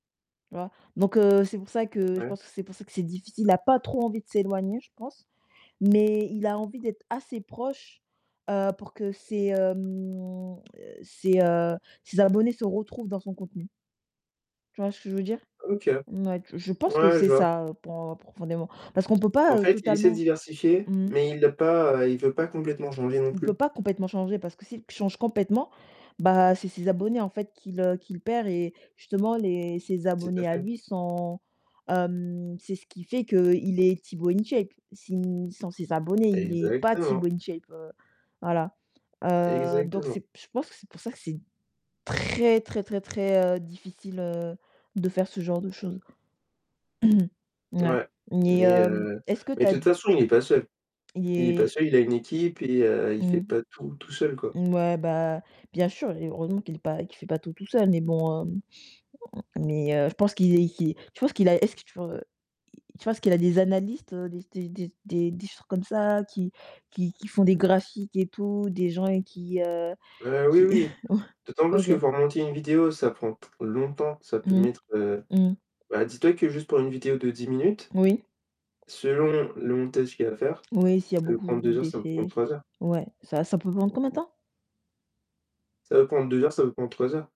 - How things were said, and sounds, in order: distorted speech; other noise; other background noise; stressed: "Exactement"; stressed: "très"; throat clearing; tapping; chuckle
- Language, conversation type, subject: French, unstructured, Préféreriez-vous être célèbre pour quelque chose de positif ou pour quelque chose de controversé ?